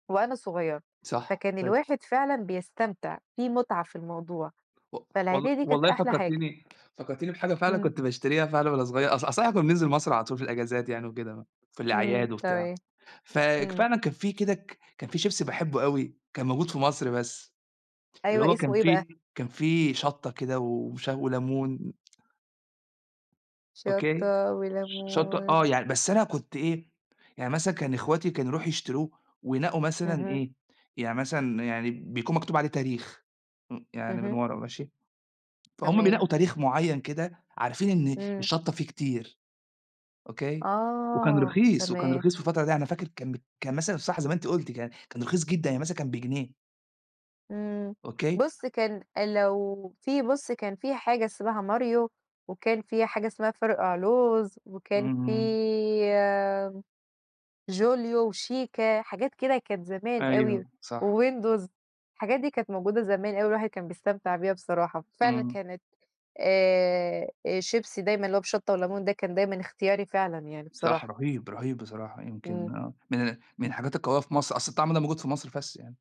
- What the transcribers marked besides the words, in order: tapping; singing: "شطة وليمون"
- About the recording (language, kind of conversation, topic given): Arabic, unstructured, هل عندك طقوس خاصة في العيد؟